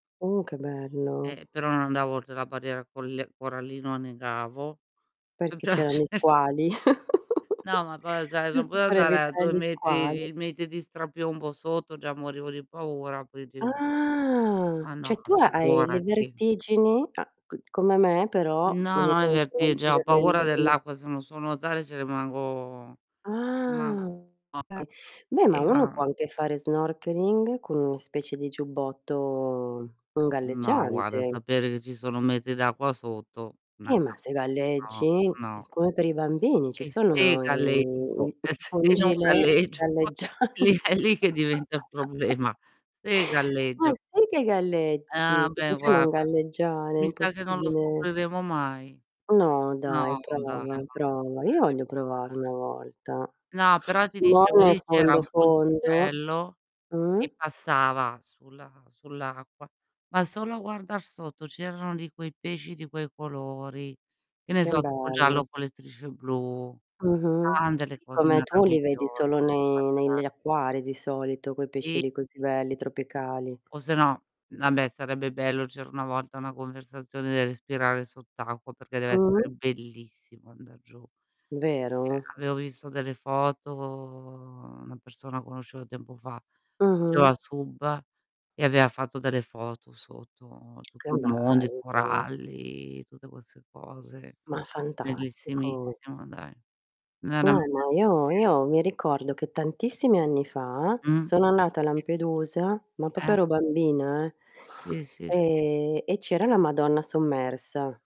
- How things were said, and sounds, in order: tapping; other background noise; unintelligible speech; chuckle; distorted speech; "lo" said as "o"; drawn out: "Ah!"; surprised: "Ah!"; "quindi" said as "puindi"; "Cioè" said as "ceh"; "vertigine" said as "vertigge"; drawn out: "Ah!"; unintelligible speech; unintelligible speech; stressed: "se"; laughing while speaking: "e tse e non galleggio? Lì è lì"; "se" said as "tse"; drawn out: "sono i"; laughing while speaking: "galleggiante"; chuckle; "vabbè" said as "abbè"; "Che" said as "Chem"; unintelligible speech; "vabbè" said as "abbè"; "Cioè" said as "Ceh"; "visto" said as "visso"; drawn out: "foto"; "aveva" said as "avea"; "queste" said as "quesse"; static; "proprio" said as "popo"
- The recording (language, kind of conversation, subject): Italian, unstructured, Quale esperienza ti sembra più unica: un volo in parapendio o un’immersione subacquea?
- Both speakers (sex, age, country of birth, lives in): female, 50-54, Italy, Italy; female, 55-59, Italy, Italy